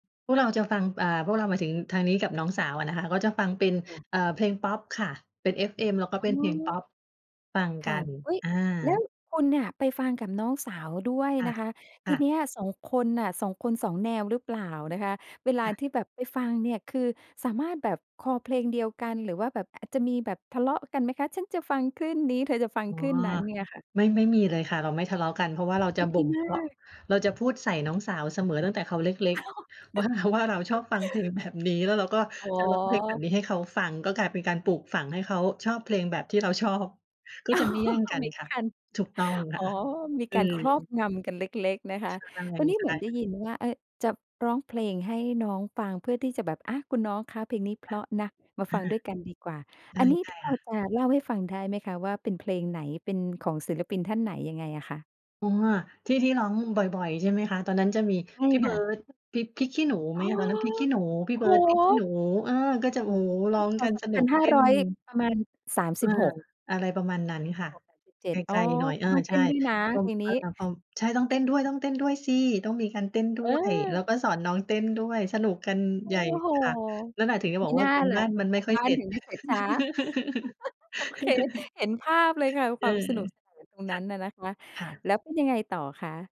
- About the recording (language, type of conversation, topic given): Thai, podcast, วิทยุกับโซเชียลมีเดีย อะไรช่วยให้คุณค้นพบเพลงใหม่ได้มากกว่ากัน?
- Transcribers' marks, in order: chuckle; laughing while speaking: "อ๋อ"; unintelligible speech; other background noise; tapping; chuckle; chuckle